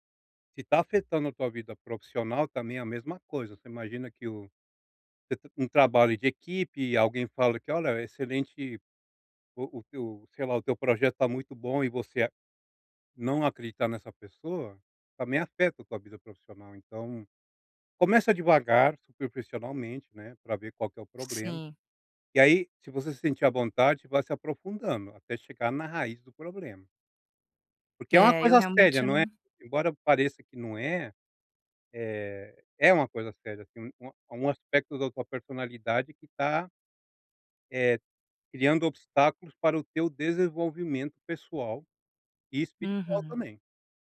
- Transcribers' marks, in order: "superficialmente" said as "superficionalmente"; "problema" said as "probrema"
- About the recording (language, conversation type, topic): Portuguese, advice, Como posso aceitar elogios com mais naturalidade e sem ficar sem graça?